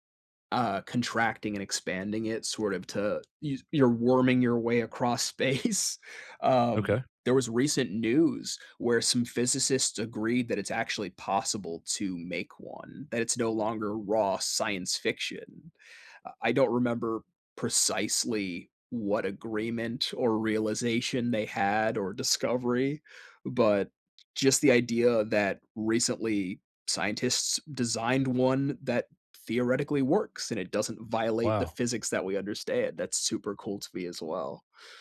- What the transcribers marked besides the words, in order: other background noise; laughing while speaking: "space"
- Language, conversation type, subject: English, unstructured, What do you find most interesting about space?